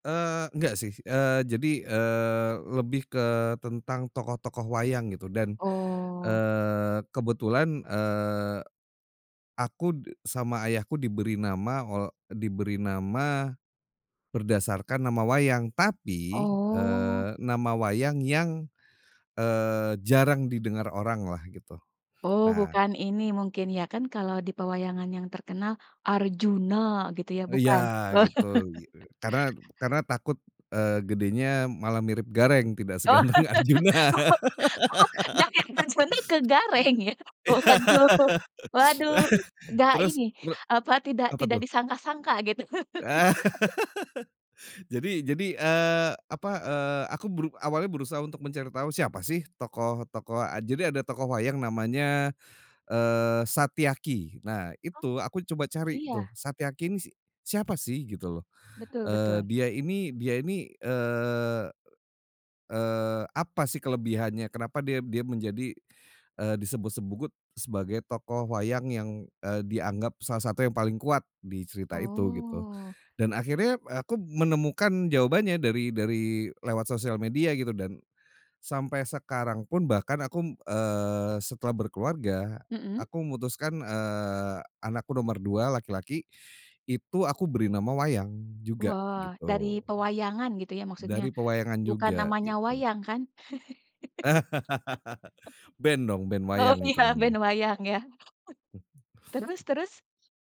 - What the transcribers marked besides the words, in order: laugh; laughing while speaking: "Oh oh oh dari Arjuna ke Gareng ya. Waduh waduh"; laughing while speaking: "seganteng Arjuna. Iya"; laugh; laugh; laughing while speaking: "gitu"; laugh; "aku" said as "akup"; laugh; laughing while speaking: "Oh,ya"; chuckle
- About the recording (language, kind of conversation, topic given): Indonesian, podcast, Bagaimana teknologi membantu kamu tetap dekat dengan akar budaya?